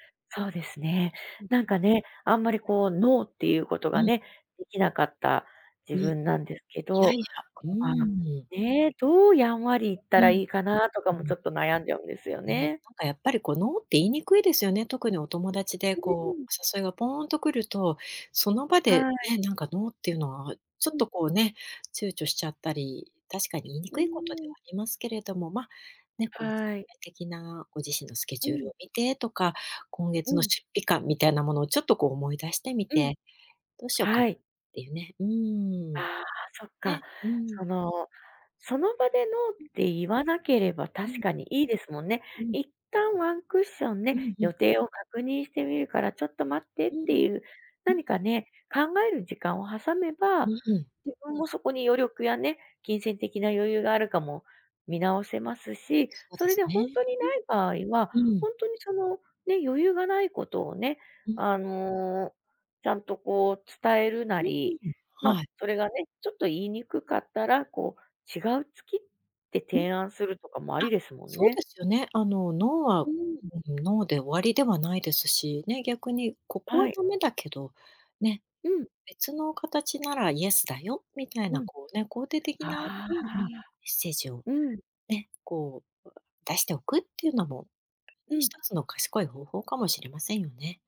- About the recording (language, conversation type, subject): Japanese, advice, ギフトや誘いを断れず無駄に出費が増える
- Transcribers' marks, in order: in English: "ノー"; in English: "ノー"; in English: "ノー"; in English: "ノー"; in English: "ノー"; in English: "ノー"; in English: "イエス"; tapping